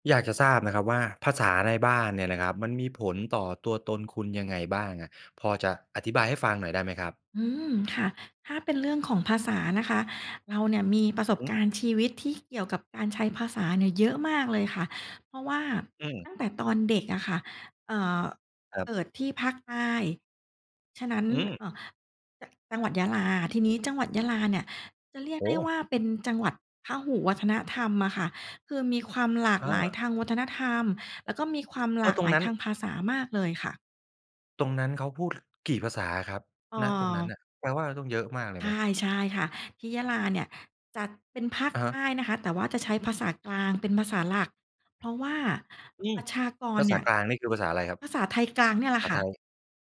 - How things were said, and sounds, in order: other background noise; tapping
- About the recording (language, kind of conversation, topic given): Thai, podcast, ภาษาในบ้านส่งผลต่อความเป็นตัวตนของคุณอย่างไรบ้าง?